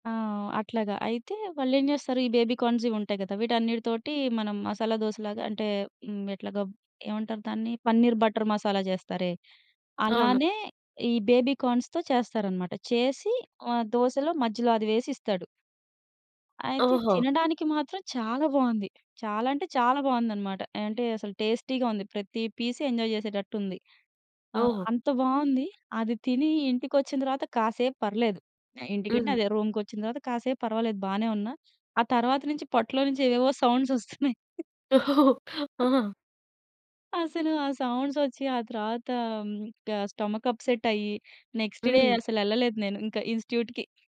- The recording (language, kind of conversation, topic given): Telugu, podcast, ప్రాంతీయ ఆహారాన్ని తొలిసారి ప్రయత్నించేటప్పుడు ఎలాంటి విధానాన్ని అనుసరించాలి?
- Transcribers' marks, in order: tapping; in English: "బేబీ కార్న్స్‌తో"; in English: "టేస్టీగా"; in English: "పీస్ ఎంజాయ్"; in English: "రూమ్‌కొచ్చిన"; other background noise; giggle; laugh; other noise; laughing while speaking: "అసలు ఆ సౌండ్సొచ్చి"; in English: "స్టొమక్"; in English: "నెక్స్‌ట్ డే"; in English: "ఇన్‌స్ట్యూట్‌కి"